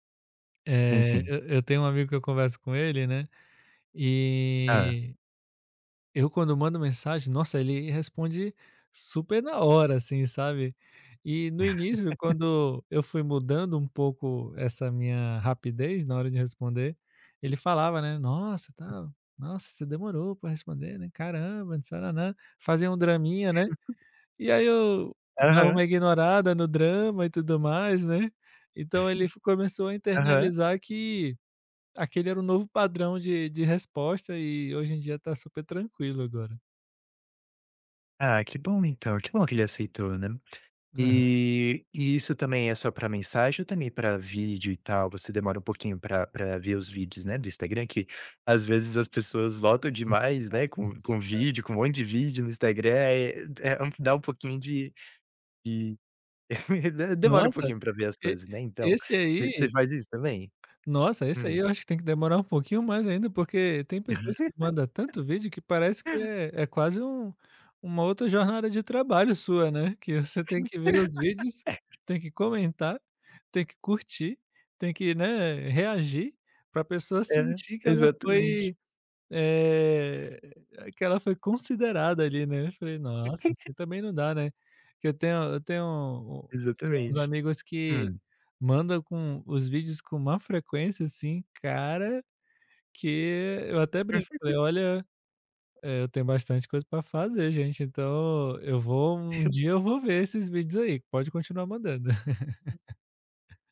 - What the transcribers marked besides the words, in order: laugh; tapping; other noise; chuckle; unintelligible speech; giggle; laugh; laugh; giggle; giggle; laugh
- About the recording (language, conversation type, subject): Portuguese, podcast, Como o celular e as redes sociais afetam suas amizades?